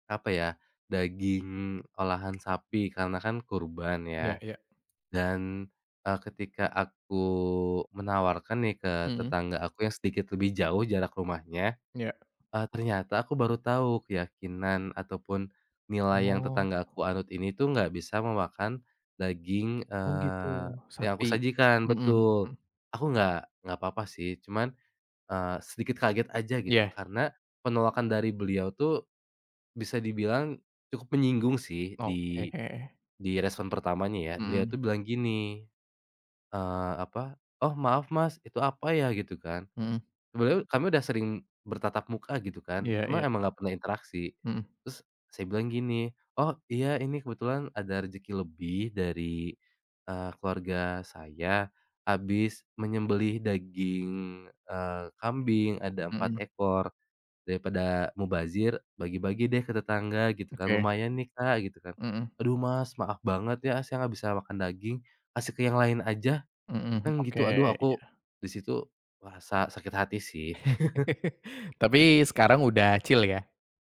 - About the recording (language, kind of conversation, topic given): Indonesian, podcast, Bisa ceritakan momen ketika makanan menyatukan tetangga atau komunitas Anda?
- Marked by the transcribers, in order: tapping; laugh; chuckle; in English: "chill"